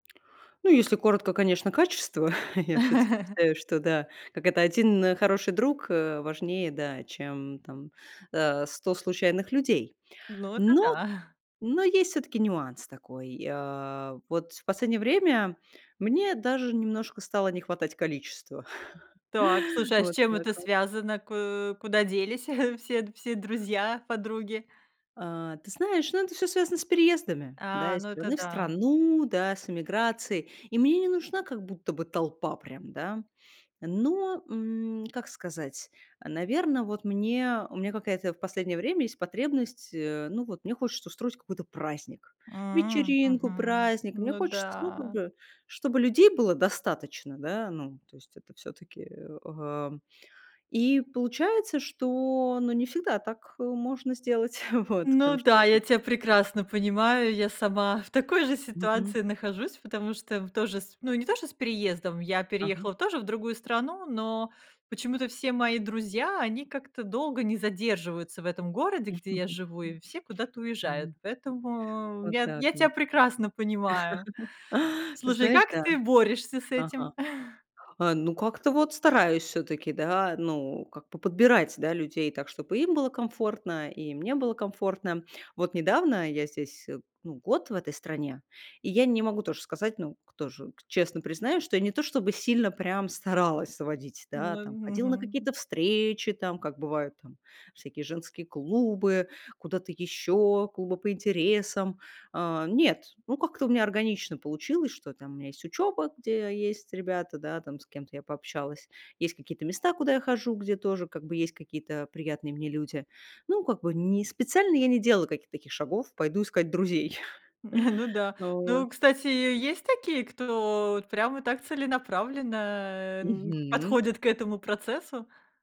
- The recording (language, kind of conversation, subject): Russian, podcast, Что важнее в жизни и в работе: количество контактов или качество отношений?
- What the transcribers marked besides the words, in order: laugh; chuckle; chuckle; chuckle; chuckle; chuckle; laugh; laugh; chuckle; chuckle